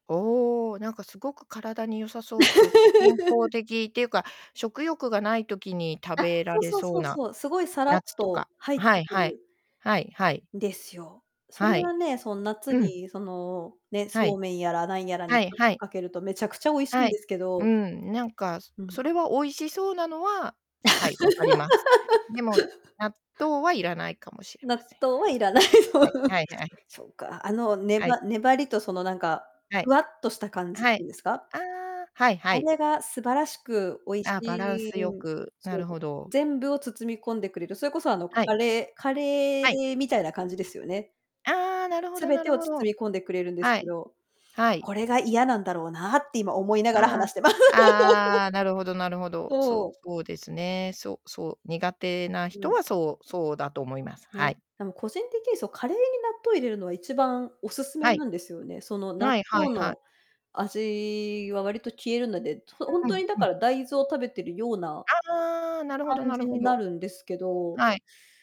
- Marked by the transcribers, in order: laugh; distorted speech; alarm; other background noise; laugh; laughing while speaking: "いらないと"; laugh; laugh
- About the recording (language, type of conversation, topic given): Japanese, unstructured, 納豆はお好きですか？その理由は何ですか？
- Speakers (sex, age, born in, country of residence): female, 40-44, Japan, Japan; female, 55-59, Japan, Japan